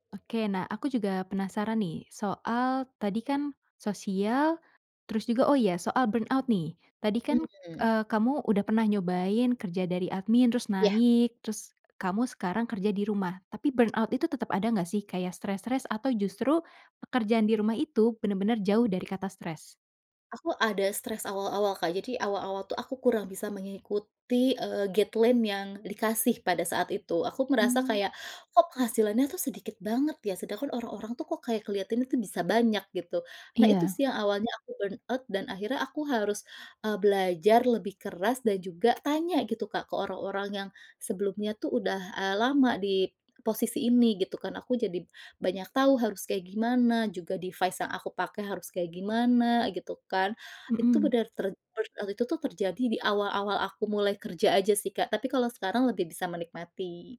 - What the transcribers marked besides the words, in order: in English: "burn out"; in English: "burnout"; in English: "guideline"; in English: "burnout"; in English: "device"; in English: "burnout"
- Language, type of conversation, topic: Indonesian, podcast, Bagaimana kamu menyeimbangkan ambisi dan kehidupan pribadi?